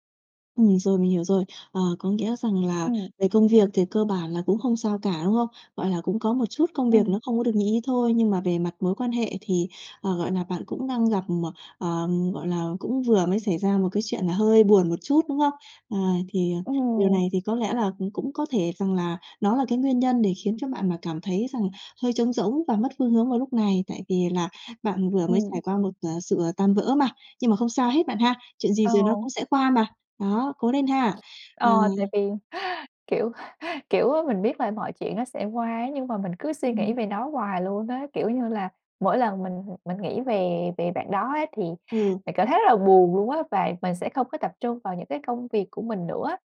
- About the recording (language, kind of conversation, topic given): Vietnamese, advice, Tôi cảm thấy trống rỗng và khó chấp nhận nỗi buồn kéo dài; tôi nên làm gì?
- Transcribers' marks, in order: tapping; other background noise